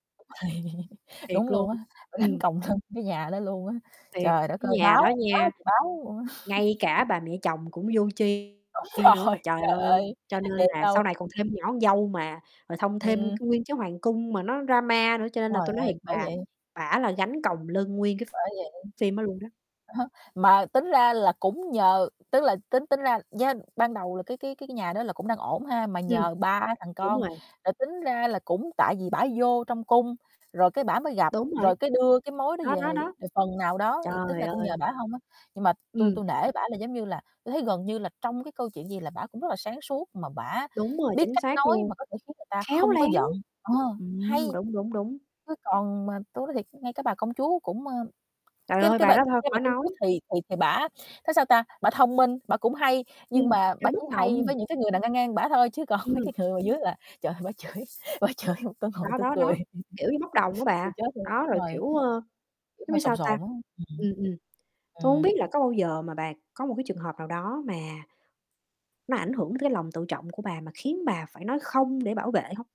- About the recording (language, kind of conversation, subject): Vietnamese, unstructured, Khi nào bạn nên nói “không” để bảo vệ bản thân?
- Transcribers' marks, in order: other background noise; laughing while speaking: "Đúng rồi"; tapping; static; laughing while speaking: "bả gánh còng lưng"; mechanical hum; distorted speech; laughing while speaking: "Đúng rồi"; in English: "drama"; other noise; laughing while speaking: "Đó"; laughing while speaking: "còn"; laughing while speaking: "bà chửi bả chửi mà tôi ngồi tôi cười"; laugh